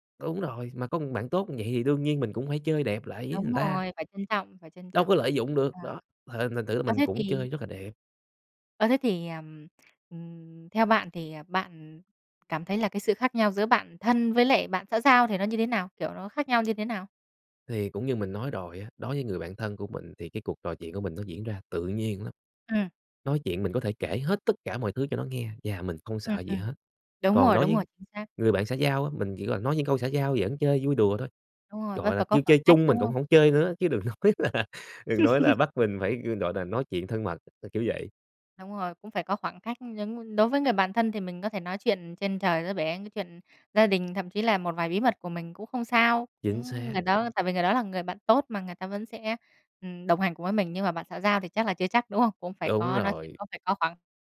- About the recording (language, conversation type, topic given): Vietnamese, podcast, Theo bạn, thế nào là một người bạn thân?
- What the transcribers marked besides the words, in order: "người" said as "ừn"; other background noise; tapping; laughing while speaking: "nói là"; laugh